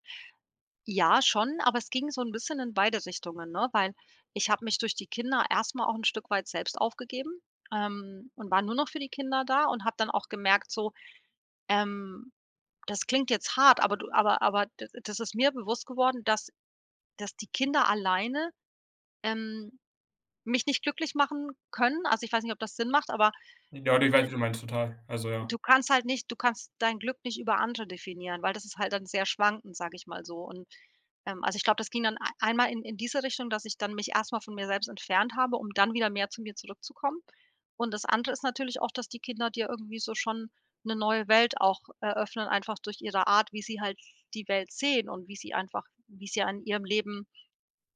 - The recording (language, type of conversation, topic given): German, podcast, Welche kleinen Alltagsfreuden gehören bei dir dazu?
- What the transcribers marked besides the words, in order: unintelligible speech; other background noise; stressed: "sehen"